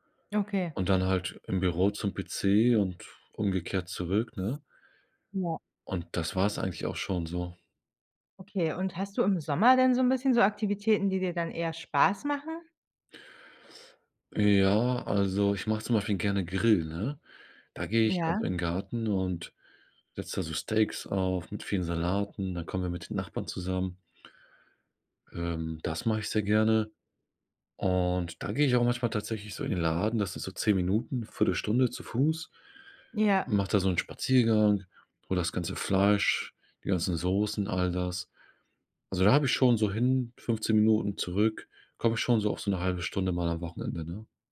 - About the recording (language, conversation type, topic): German, advice, Warum fällt es mir schwer, regelmäßig Sport zu treiben oder mich zu bewegen?
- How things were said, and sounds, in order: none